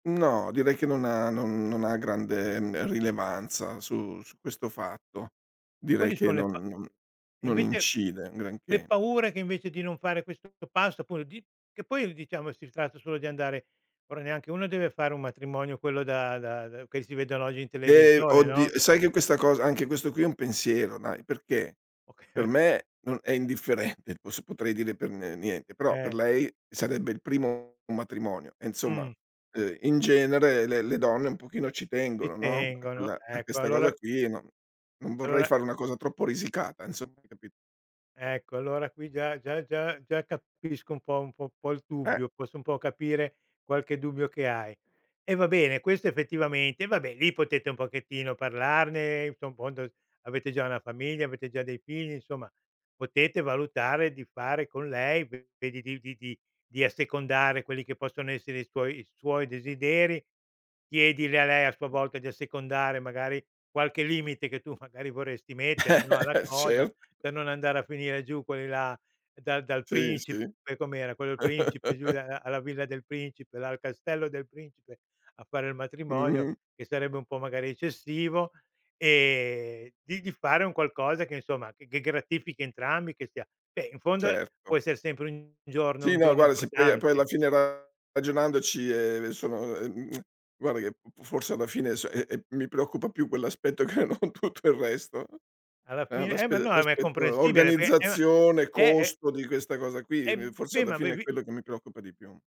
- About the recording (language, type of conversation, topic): Italian, advice, Come posso capire se sono pronta per la convivenza o per il matrimonio?
- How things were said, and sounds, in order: other background noise; laughing while speaking: "Oc"; "insomma" said as "nzomma"; chuckle; laughing while speaking: "Cert"; chuckle; lip smack; laughing while speaking: "tutto"